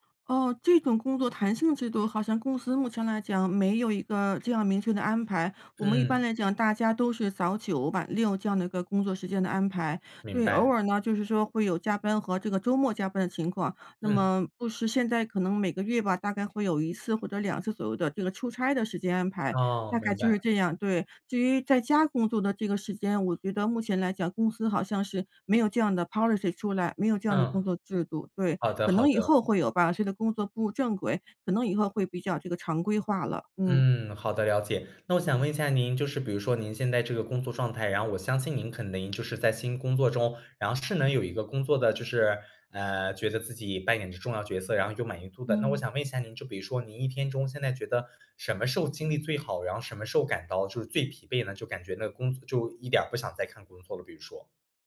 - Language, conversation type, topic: Chinese, advice, 我该如何安排工作与生活的时间，才能每天更平衡、压力更小？
- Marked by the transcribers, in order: other background noise; in English: "Policy"